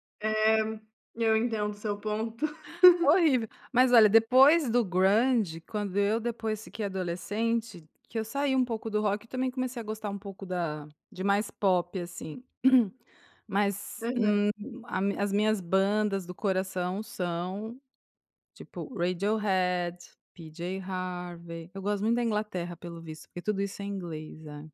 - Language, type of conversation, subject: Portuguese, podcast, Como o seu gosto musical mudou ao longo dos anos?
- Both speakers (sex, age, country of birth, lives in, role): female, 25-29, Brazil, Italy, host; female, 45-49, Brazil, Italy, guest
- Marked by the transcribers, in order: laugh; throat clearing